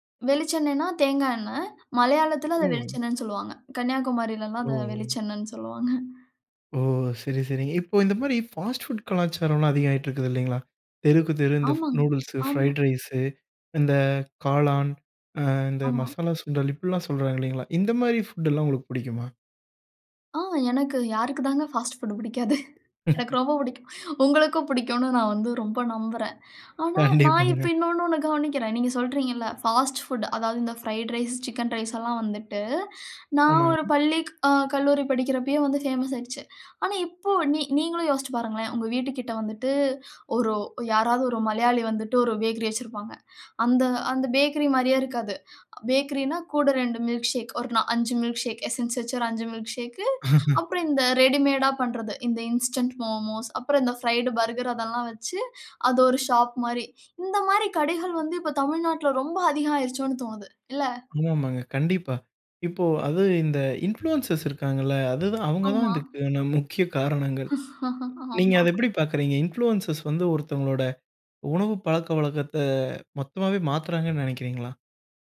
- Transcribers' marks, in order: laughing while speaking: "கன்னியாகுமாரில எல்லாம் அத வெளிச்செண்ணன்னு சொல்லுவாங்க"; in English: "ஃபாஸ்ட் ஃபுட்"; in English: "ஃப் நூடுல்ஸு, ஃபிரைட் ரைசு"; in English: "ஃபுட்"; in English: "ஃபாஸ்ட் ஃபுட்டு"; laughing while speaking: "புடிக்காது. எனக்கு ரொம்ப புடிக்கும்"; chuckle; inhale; inhale; in English: "ஃபாஸ்ட் ஃபுட்"; inhale; in English: "ஃபேமஸ்"; inhale; inhale; inhale; laugh; inhale; in English: "இன்ஸ்டன்ட் மோமோஸ்"; in English: "ஃபிரைடு பர்கர்"; inhale; other background noise; in English: "இன்ஃப்ளூயன்சர்ஸ்"; tapping; laughing while speaking: "ஆமா"; in English: "இன்ஃப்ளூயன்சர்ஸ்"
- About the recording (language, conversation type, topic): Tamil, podcast, ஒரு ஊரின் உணவுப் பண்பாடு பற்றி உங்கள் கருத்து என்ன?